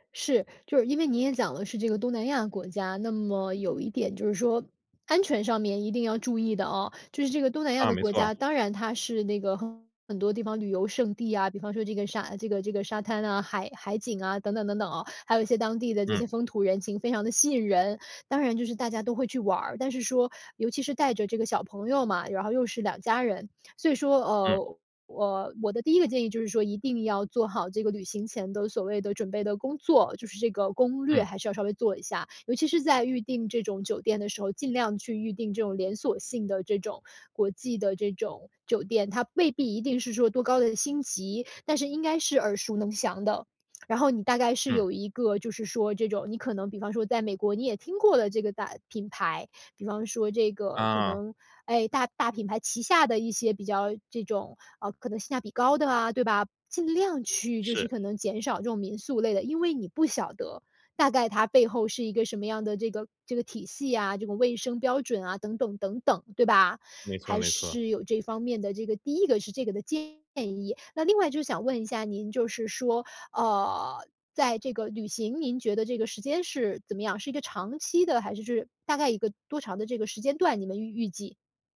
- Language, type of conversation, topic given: Chinese, advice, 出国旅行时遇到语言和文化沟通困难，我该如何准备和应对？
- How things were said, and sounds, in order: none